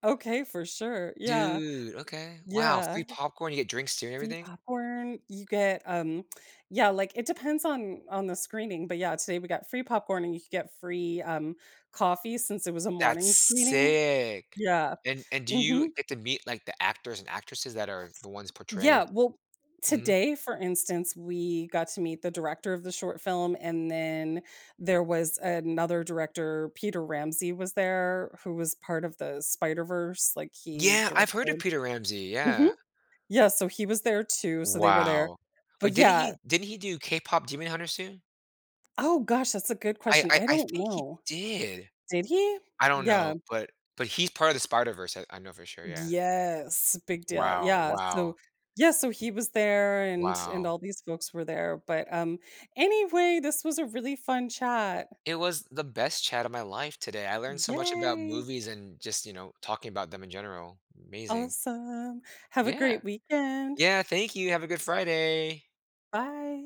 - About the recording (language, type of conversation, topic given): English, unstructured, How can a movie's surprising lesson help me in real life?
- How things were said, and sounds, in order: other background noise; drawn out: "Yay"; put-on voice: "Awesome"